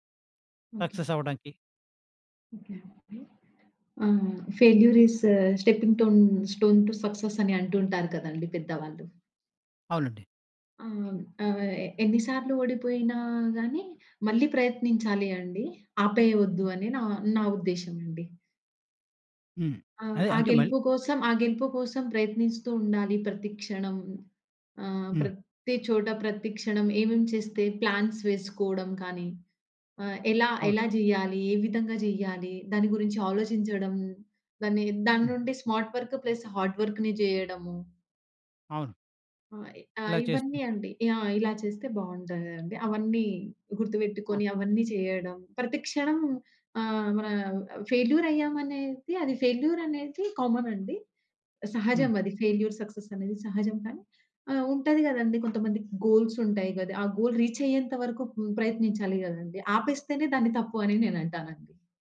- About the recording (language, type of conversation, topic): Telugu, podcast, విఫలమైన తర్వాత మళ్లీ ప్రయత్నించేందుకు మీరు ఏమి చేస్తారు?
- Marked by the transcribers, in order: in English: "సక్సెస్"; in English: "ఫెయిల్యూర్ ఈజ్ స్టెప్పింగ్ టోన్ స్టోన్ టు సక్సెస్"; in English: "ప్లాన్స్"; in English: "స్మార్ట్ వర్క్ ప్లస్ హార్డ్ వర్క్‌ని"; other background noise; in English: "ఫెయిల్యూర్"; in English: "ఫెయిల్యూర్"; in English: "కామన్"; in English: "ఫెయిల్యూర్, సక్సెస్"; in English: "గోల్స్"; in English: "గోల్ రీచ్"